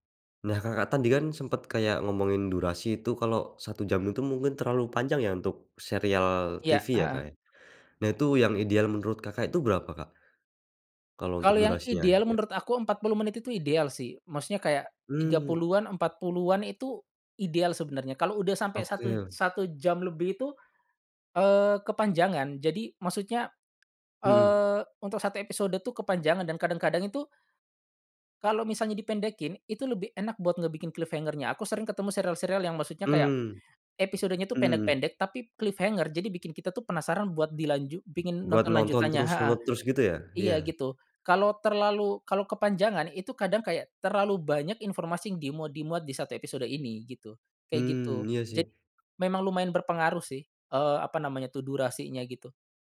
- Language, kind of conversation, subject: Indonesian, podcast, Menurutmu, apa yang membuat serial televisi begitu adiktif?
- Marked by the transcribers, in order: in English: "cliffhanger-nya"; in English: "cliffhanger"